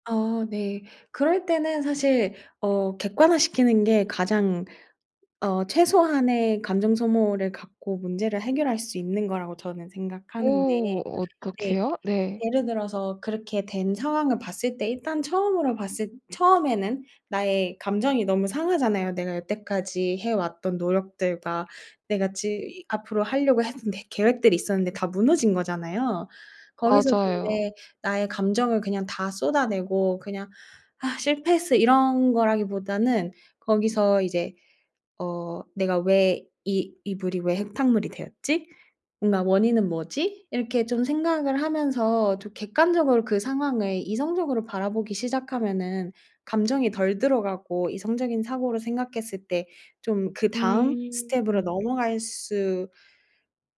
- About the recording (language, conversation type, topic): Korean, advice, 중단한 뒤 죄책감 때문에 다시 시작하지 못하는 상황을 어떻게 극복할 수 있을까요?
- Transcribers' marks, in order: other background noise; tapping; sigh